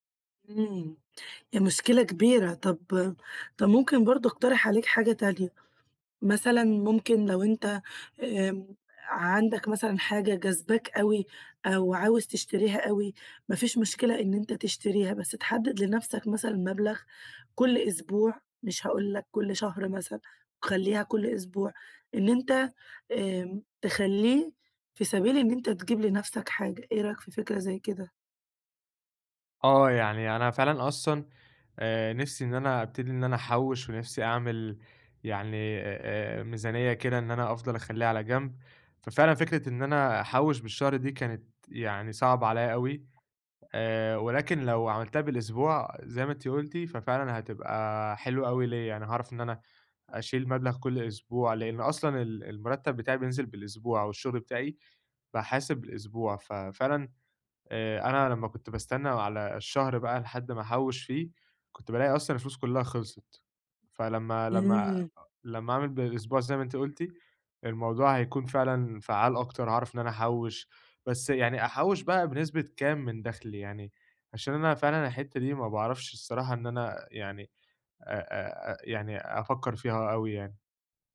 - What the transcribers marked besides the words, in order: tapping; other background noise
- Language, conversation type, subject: Arabic, advice, إزاي أقلّل من شراء حاجات مش محتاجها؟